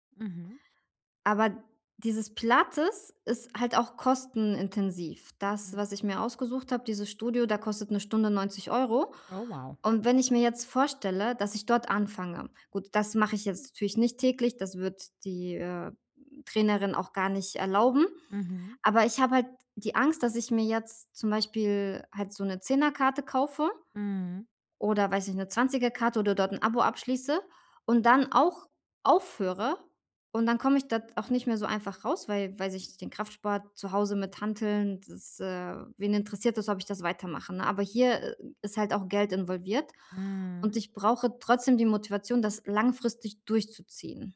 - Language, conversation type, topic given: German, advice, Wie bleibe ich bei einem langfristigen Projekt motiviert?
- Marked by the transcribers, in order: other background noise